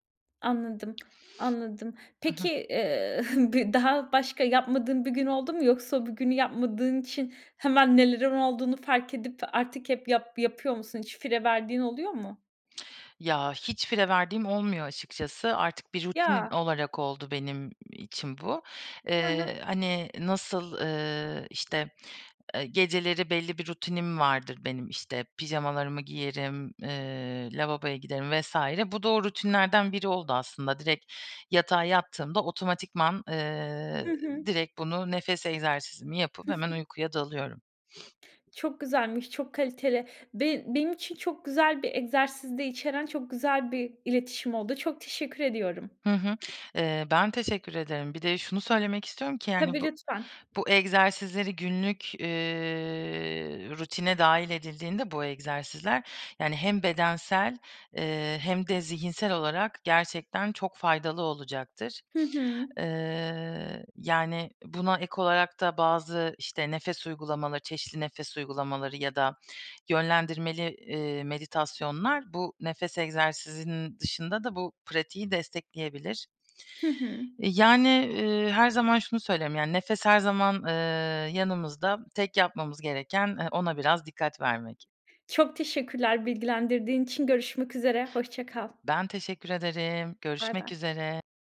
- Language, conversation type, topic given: Turkish, podcast, Kullanabileceğimiz nefes egzersizleri nelerdir, bizimle paylaşır mısın?
- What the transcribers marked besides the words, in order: other noise; chuckle; other background noise; sniff